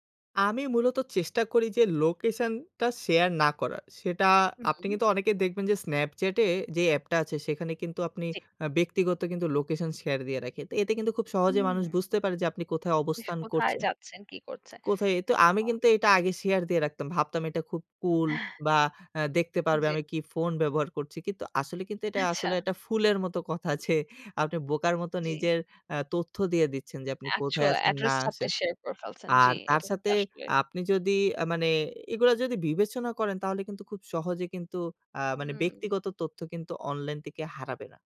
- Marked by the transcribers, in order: other background noise; horn; laughing while speaking: "কথা যে"
- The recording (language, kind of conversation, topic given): Bengali, podcast, অনলাইনে ব্যক্তিগত তথ্য রাখলে আপনি কীভাবে আপনার গোপনীয়তা রক্ষা করেন?